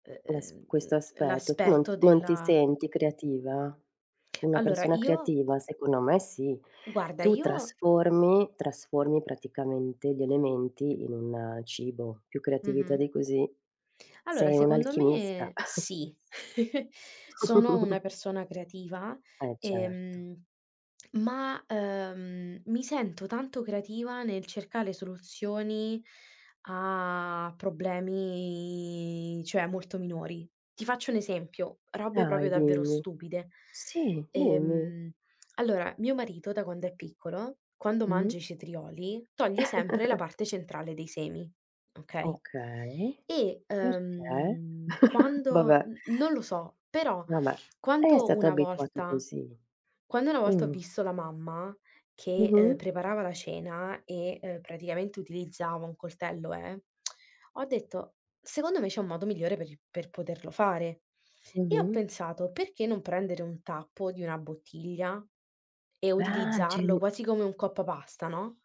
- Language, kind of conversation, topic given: Italian, unstructured, Che ruolo ha la gratitudine nella tua vita?
- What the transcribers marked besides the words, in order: chuckle; chuckle; chuckle; drawn out: "Ah"